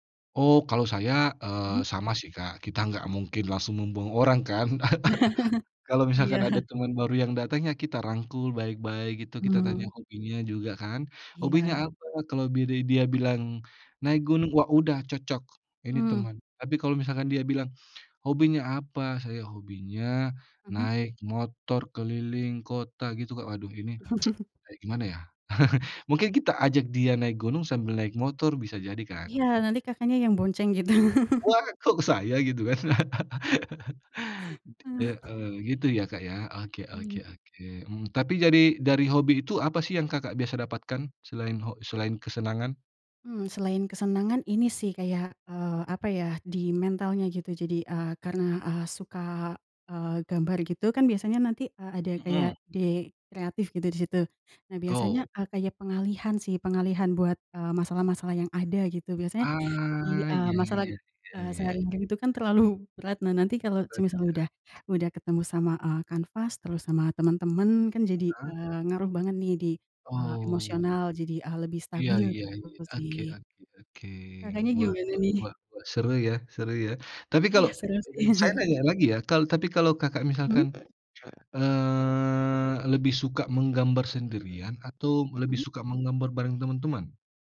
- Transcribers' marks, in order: chuckle; chuckle; tsk; chuckle; other background noise; chuckle; unintelligible speech; chuckle; drawn out: "eee"
- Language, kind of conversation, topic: Indonesian, unstructured, Apa hobi yang paling sering kamu lakukan bersama teman?